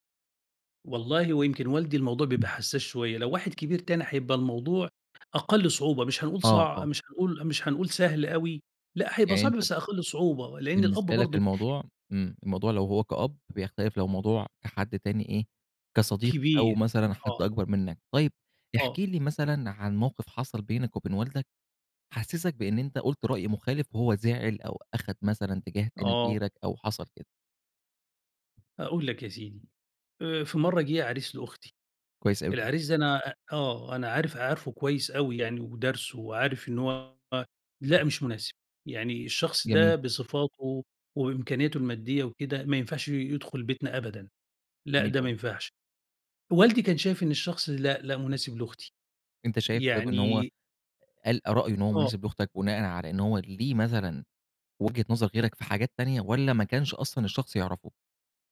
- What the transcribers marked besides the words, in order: other background noise; tapping
- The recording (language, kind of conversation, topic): Arabic, podcast, إزاي بتحافظ على احترام الكِبير وفي نفس الوقت بتعبّر عن رأيك بحرية؟